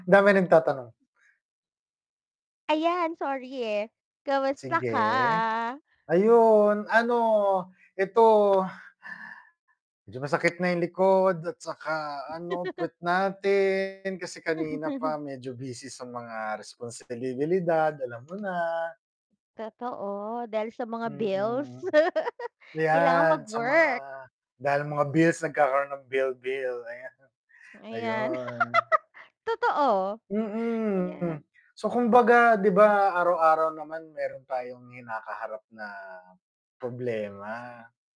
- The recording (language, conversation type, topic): Filipino, unstructured, Paano ka nagkakaroon ng kumpiyansa sa sarili?
- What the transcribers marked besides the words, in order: static; laugh; distorted speech; laugh; "responsibilidad" said as "responsibilibilidad"; tapping; laugh; laugh